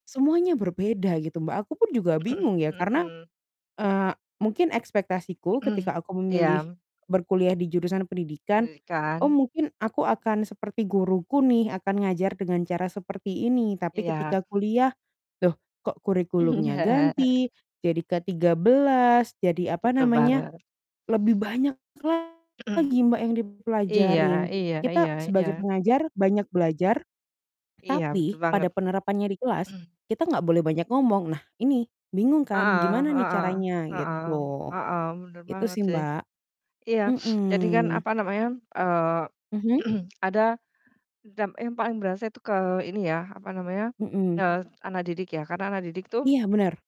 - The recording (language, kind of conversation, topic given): Indonesian, unstructured, Mengapa kebijakan pendidikan sering berubah-ubah dan membingungkan?
- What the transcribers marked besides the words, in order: static; throat clearing; throat clearing; tapping; laughing while speaking: "Mhm"; chuckle; throat clearing; distorted speech; throat clearing; sniff; throat clearing; other background noise